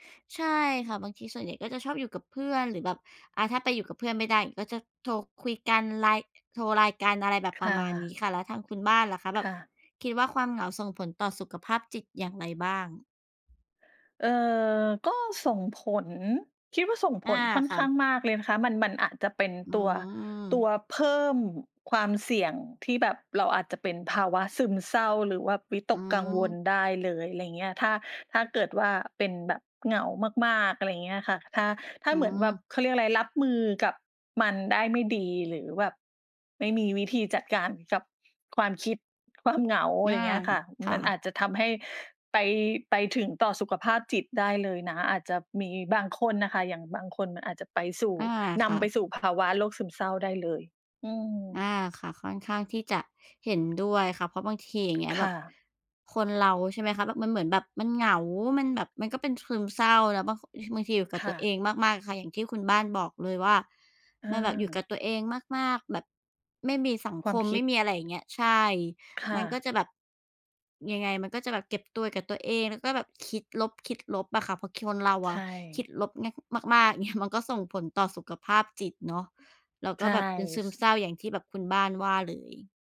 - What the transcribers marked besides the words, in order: tapping
- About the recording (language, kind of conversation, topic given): Thai, unstructured, คุณคิดว่าความเหงาส่งผลต่อสุขภาพจิตอย่างไร?
- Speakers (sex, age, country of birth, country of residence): female, 35-39, Thailand, Thailand; female, 40-44, Thailand, Sweden